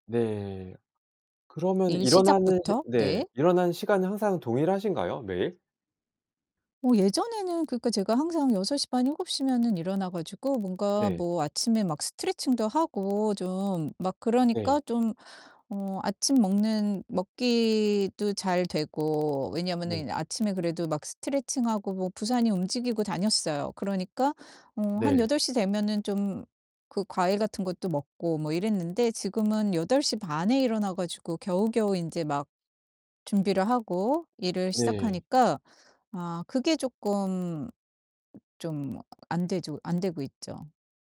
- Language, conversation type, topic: Korean, advice, 건강한 수면과 식습관을 유지하기 어려운 이유는 무엇인가요?
- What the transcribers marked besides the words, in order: distorted speech; tapping